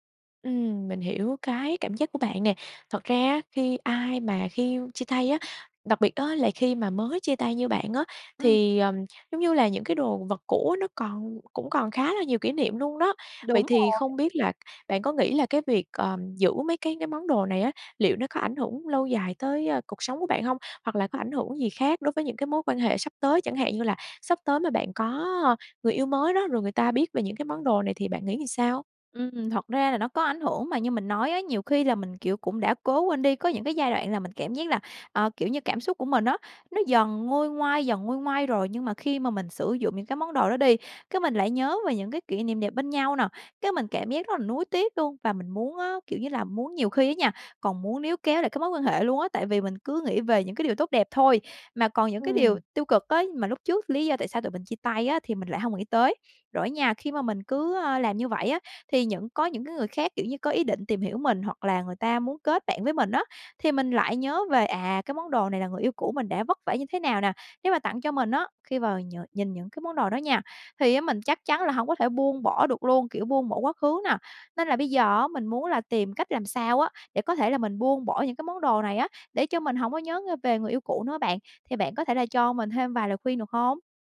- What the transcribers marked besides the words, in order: tapping; other background noise
- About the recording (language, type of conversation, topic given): Vietnamese, advice, Làm sao để buông bỏ những kỷ vật của người yêu cũ khi tôi vẫn còn nhiều kỷ niệm?